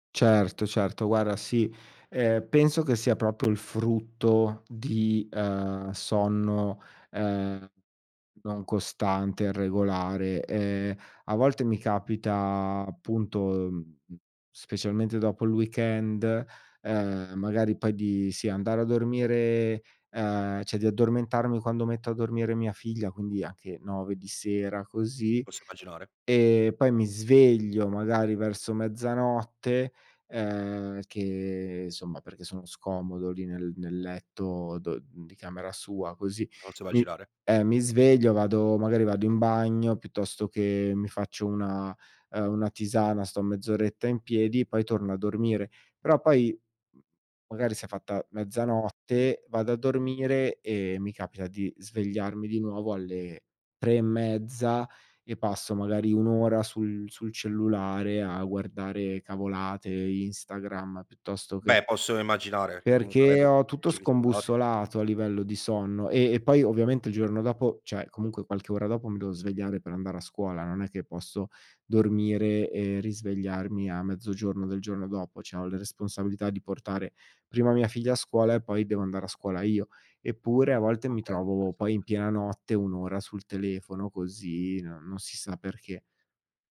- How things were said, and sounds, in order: "proprio" said as "propio"; "insomma" said as "isomma"; "cioè" said as "ceh"
- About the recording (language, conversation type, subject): Italian, podcast, Cosa pensi del pisolino quotidiano?